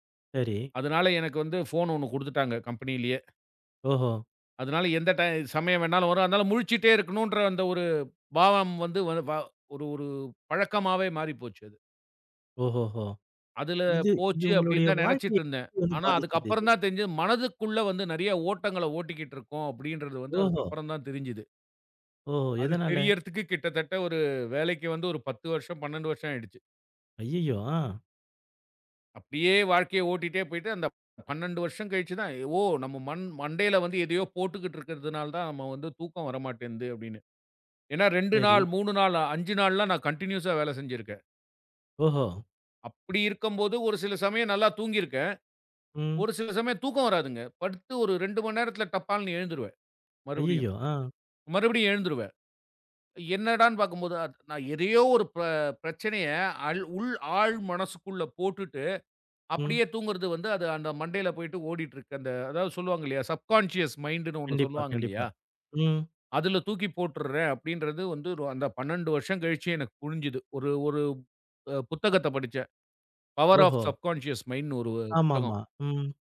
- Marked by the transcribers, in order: in English: "கம்பனிலயே"; in English: "கண்டினியூஸா"; in English: "சப்கான்ஷியஸ் மைண்டுன்னு"; in English: "பவர் ஆஃப் சப்கான்ஷியஸ் மைண்ட்ன்னு"
- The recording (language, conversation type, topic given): Tamil, podcast, இரவில் தூக்கம் வராமல் இருந்தால் நீங்கள் என்ன செய்கிறீர்கள்?